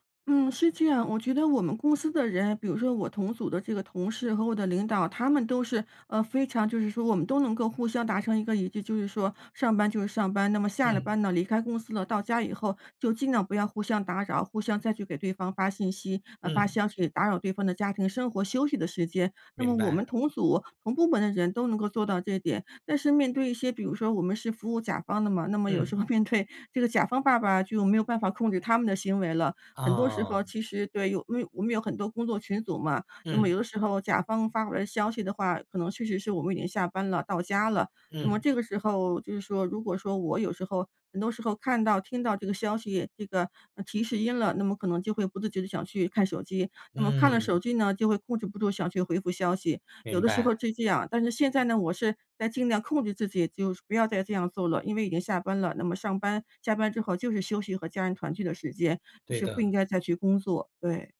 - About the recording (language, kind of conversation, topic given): Chinese, advice, 我该如何安排工作与生活的时间，才能每天更平衡、压力更小？
- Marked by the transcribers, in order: other background noise